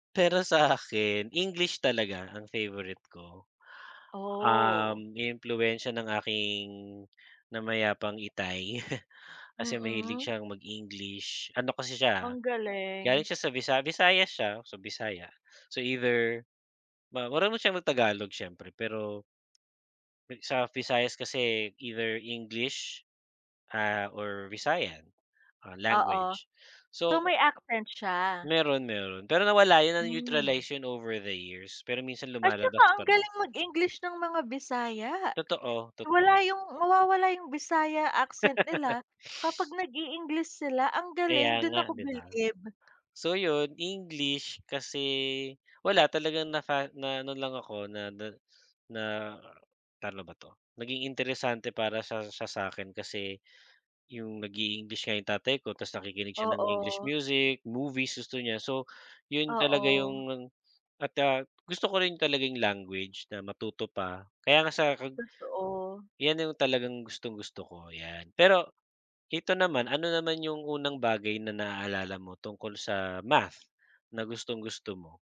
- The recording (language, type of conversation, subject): Filipino, unstructured, Ano ang paborito mong asignatura at bakit?
- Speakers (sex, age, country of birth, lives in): female, 30-34, Philippines, Philippines; male, 40-44, Philippines, Philippines
- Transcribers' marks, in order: chuckle; laugh; tapping